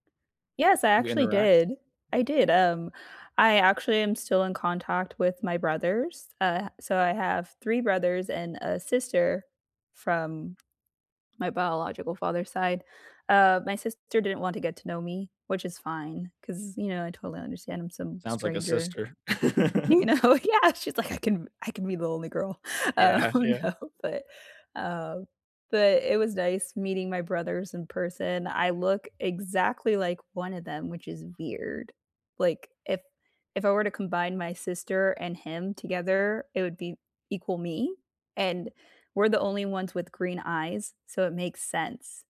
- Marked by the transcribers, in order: tapping; other background noise; laughing while speaking: "You know? Yeah. She's, like"; laugh; laughing while speaking: "Yeah"; laughing while speaking: "Oh, no, but"
- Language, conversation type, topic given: English, unstructured, What is your reaction when a family member breaks your trust?
- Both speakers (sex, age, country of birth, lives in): female, 35-39, United States, United States; male, 30-34, United States, United States